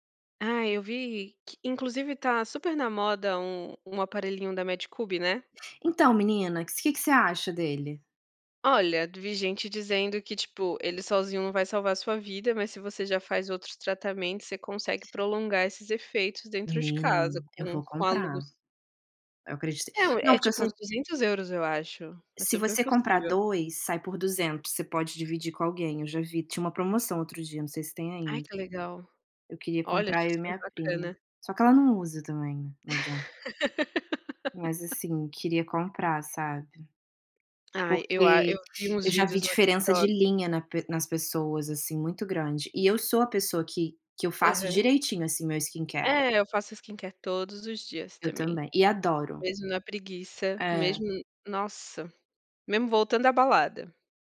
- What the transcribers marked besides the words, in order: "que" said as "ques"; tapping; laugh; in English: "skincare"; in English: "skincare"
- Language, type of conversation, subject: Portuguese, unstructured, De que forma você gosta de se expressar no dia a dia?